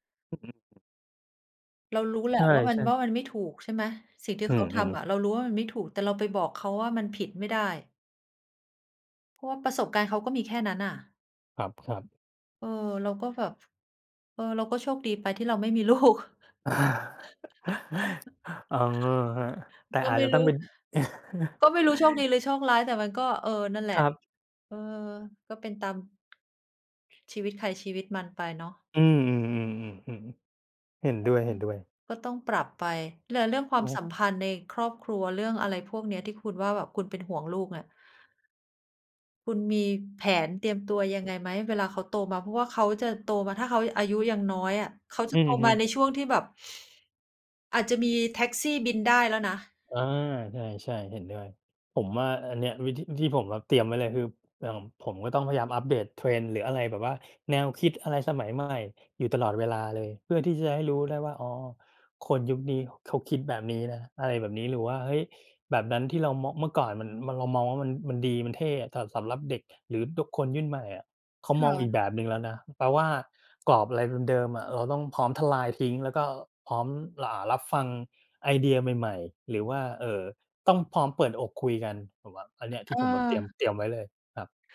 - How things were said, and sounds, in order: other background noise; chuckle; laughing while speaking: "ลูก"; chuckle; chuckle; tapping
- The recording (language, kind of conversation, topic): Thai, unstructured, คุณคิดว่าการขอความช่วยเหลือเป็นเรื่องอ่อนแอไหม?